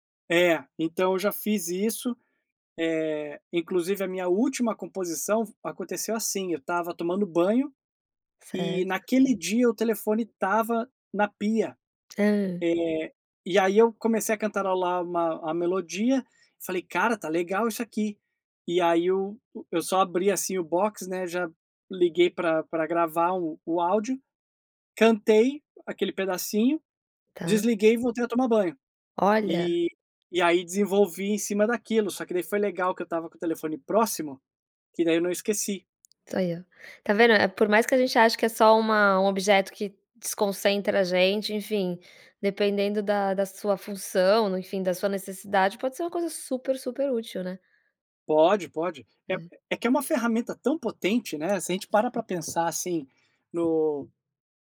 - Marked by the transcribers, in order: "Tá ai ó" said as "toio"
- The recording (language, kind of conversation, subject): Portuguese, podcast, Como o celular te ajuda ou te atrapalha nos estudos?
- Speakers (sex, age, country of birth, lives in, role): female, 40-44, Brazil, United States, host; male, 40-44, Brazil, United States, guest